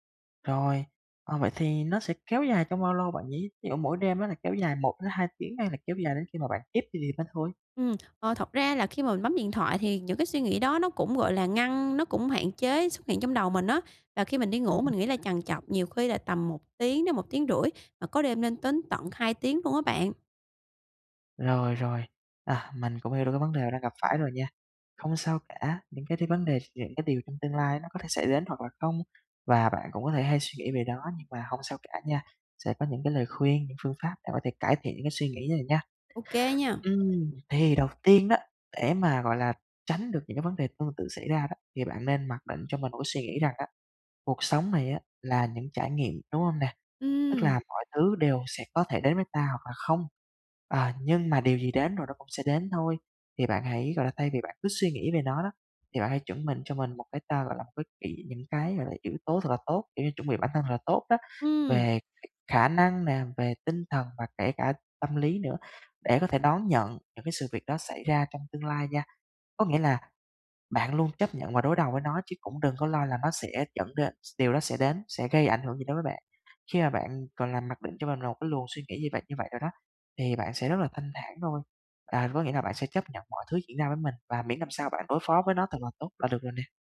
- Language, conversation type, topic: Vietnamese, advice, Làm sao để tôi bớt suy nghĩ tiêu cực về tương lai?
- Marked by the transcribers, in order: tapping; other background noise